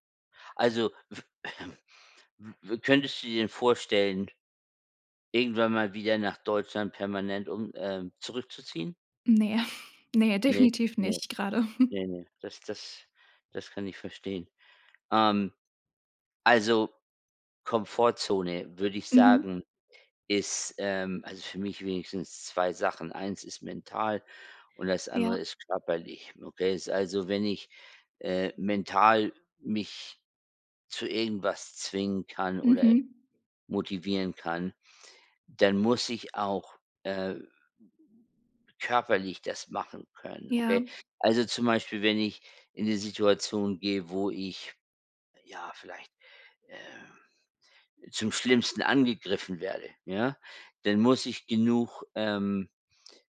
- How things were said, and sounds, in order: chuckle; chuckle; chuckle; other background noise
- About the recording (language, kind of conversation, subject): German, podcast, Was hilft dir, aus der Komfortzone rauszugehen?